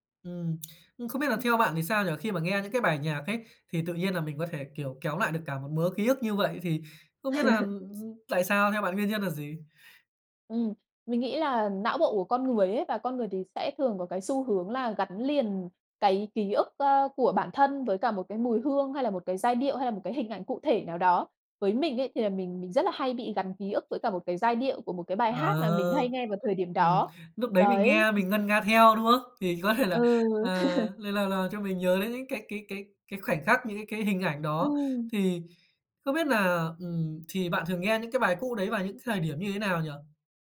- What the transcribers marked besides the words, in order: tapping; laugh; other background noise; laughing while speaking: "thể"; laugh
- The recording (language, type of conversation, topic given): Vietnamese, podcast, Bạn có hay nghe lại những bài hát cũ để hoài niệm không, và vì sao?